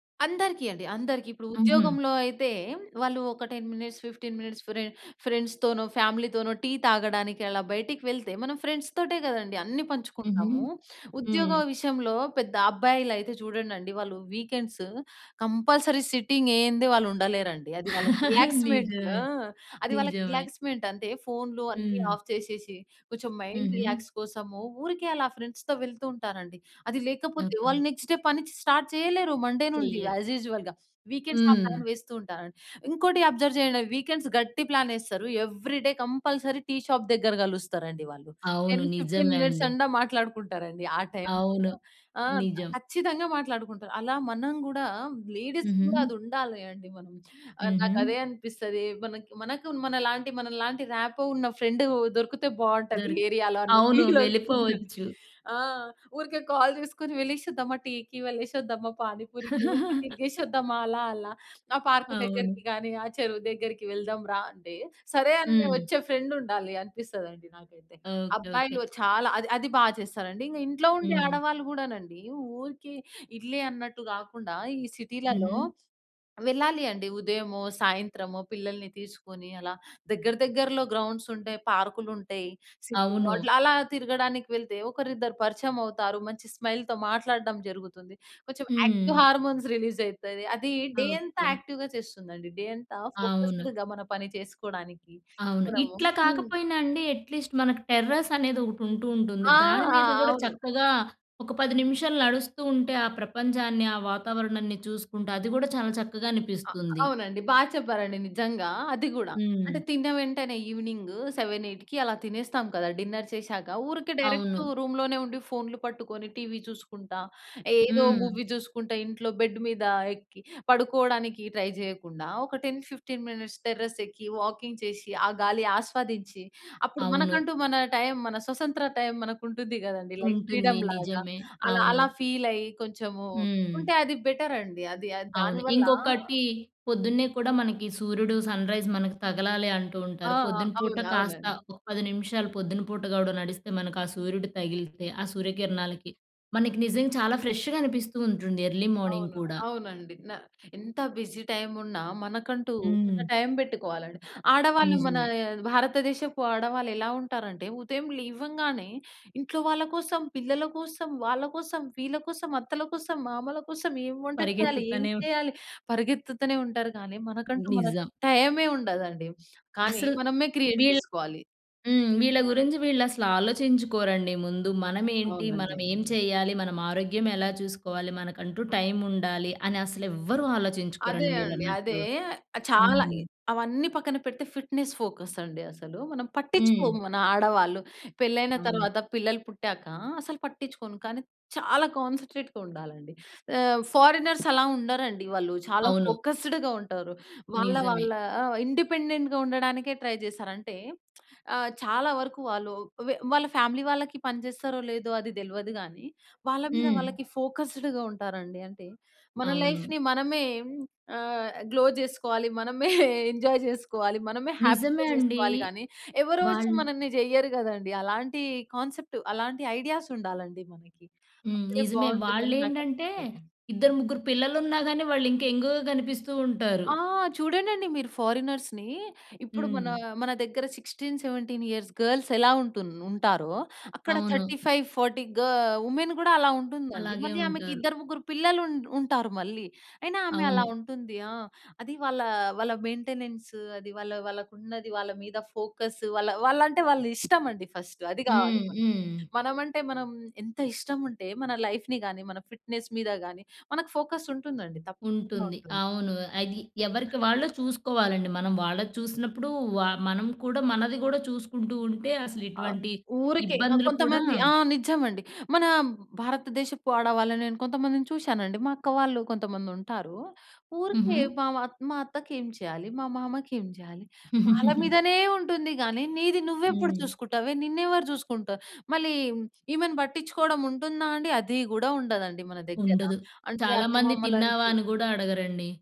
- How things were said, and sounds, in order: in English: "టెన్ మినిట్స్, ఫిఫ్టీన్ మినిట్స్"; in English: "ఫ్రెండ్స్‌తోనో, ఫ్యామిలీతోనో"; in English: "ఫ్రెండ్స్‌తోటే"; in English: "వీకెండ్స్ కంపల్సరీ"; laugh; in English: "రిలాక్స్‌మెంట్"; in English: "ఆఫ్"; in English: "మైండ్ రిలాక్స్"; in English: "ఫ్రెండ్స్‌తో"; in English: "నెక్స్ట్ డే"; in English: "స్టార్ట్"; in English: "మండే"; in English: "యాజ్ యూజువల్‌గా. వీకెండ్స్"; in English: "ప్లాన్"; in English: "అబ్జర్వ్"; in English: "వీకెండ్స్"; in English: "ఎవ్రీడే కంపల్సరీ"; in English: "షాప్"; in English: "టెన్ ఫిఫ్టీన్"; in English: "లేడీస్‌కి"; in English: "రాపో"; in English: "ఏరియాలో"; laughing while speaking: "ఫీలొస్తుందండి"; in English: "కాల్"; laugh; tapping; in English: "సిటీలో"; in English: "స్మైల్‌తో"; in English: "యాక్టివ్ హార్మోన్స్"; in English: "డే"; in English: "యాక్టివ్‍గా"; in English: "డే"; in English: "ఫోకస్‌డ్‌గా"; in English: "ఎట్లీస్ట్"; in English: "ఈవినింగ్ సెవెన్, ఎయిట్‌కి"; in English: "డిన్నర్"; in English: "రూమ్‌లోనే"; in English: "మూవీ"; in English: "బెడ్డ్"; in English: "ట్రై"; in English: "టెన్ ఫిఫ్టీన్ మినిట్స్"; in English: "వాకింగ్"; "స్వతంత్ర" said as "సొసంత్ర"; in English: "లైక్ ఫ్రీడమ్‌లాగా"; in English: "సన్‌రైజ్"; in English: "ఫ్రెష్‌గా"; in English: "ఎర్లీ మార్నింగ్"; in English: "బిజీ"; in English: "క్రియేట్"; in English: "ఫిట్‍నెస్"; in English: "కాన్సంట్రేట్‌గ"; in English: "ఫోకస్‌డ్‌గా"; in English: "ఇండిపెండెంట్‌గా"; in English: "ట్రై"; lip smack; in English: "ఫ్యామిలీ"; in English: "ఫోకసుడ్‌గా"; in English: "గ్లో"; chuckle; in English: "ఎంజాయ్"; in English: "హ్యాపీగా"; in English: "కాన్సెప్ట్"; in English: "యంగ్‌గా"; in English: "ఫారినర్స్‌ని"; in English: "సిక్స్టీన్ సెవెంటీన్ ఇయర్స్ గర్ల్స్"; in English: "ఉమెన్"; in English: "మెయింటెనెన్స్"; in English: "ఫోకస్స్"; in English: "ఫస్ట్"; in English: "లైఫ్‌ని"; in English: "ఫిట్‍నెస్"; giggle
- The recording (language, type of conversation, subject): Telugu, podcast, ఒక వారం పాటు రోజూ బయట 10 నిమిషాలు గడిపితే ఏ మార్పులు వస్తాయని మీరు భావిస్తారు?